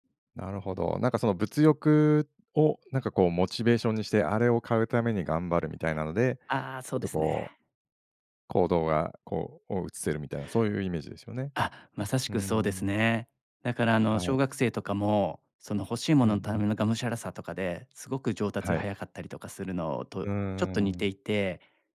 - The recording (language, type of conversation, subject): Japanese, advice, 必要なものと欲しいものの線引きに悩む
- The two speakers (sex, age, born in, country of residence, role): male, 35-39, Japan, Japan, user; male, 50-54, Japan, Japan, advisor
- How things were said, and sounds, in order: none